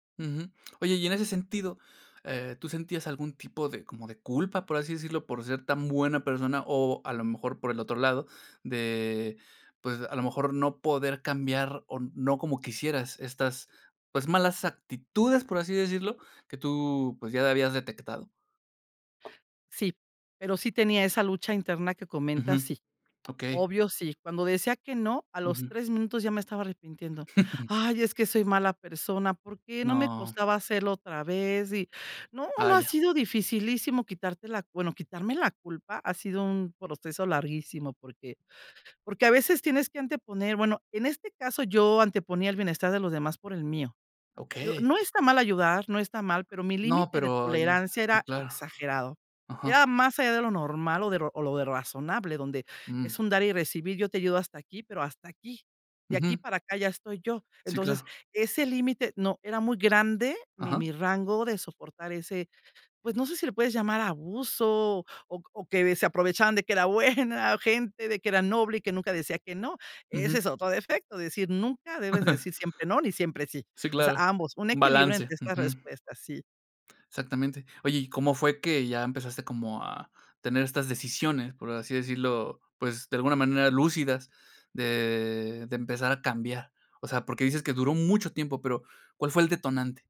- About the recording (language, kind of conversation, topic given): Spanish, podcast, ¿Cómo equilibras la lealtad familiar y tu propio bienestar?
- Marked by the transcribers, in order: other background noise; chuckle; laughing while speaking: "buena"; chuckle